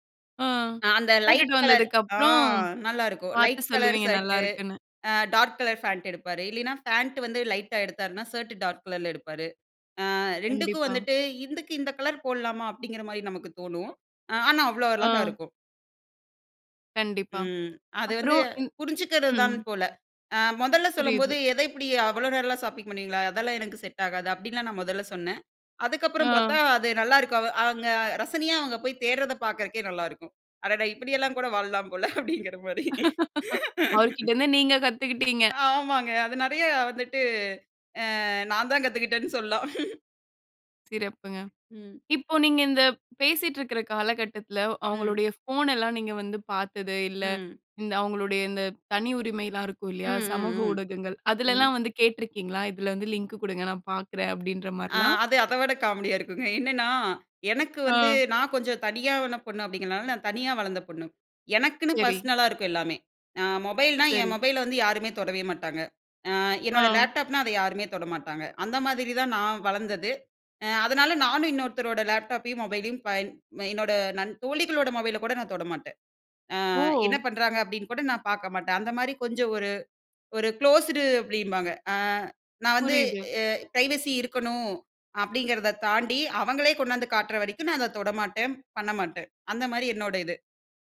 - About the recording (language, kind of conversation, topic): Tamil, podcast, திருமணத்திற்கு முன் பேசிக்கொள்ள வேண்டியவை என்ன?
- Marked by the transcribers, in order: in English: "லைட் கலர் ஷர்ட் அ டார்க் கலர் ஃபாண்ட்"; in English: "ஷர்ட் டார்க்"; in English: "ஷாப்பிங்"; laugh; laughing while speaking: "போல அப்பிடிங்கிறமாரி"; laugh; laugh; in English: "லிங்க்"; in English: "பர்ஸ்னலா"; in English: "குளோஸ்டு"; in English: "பிரைவசி"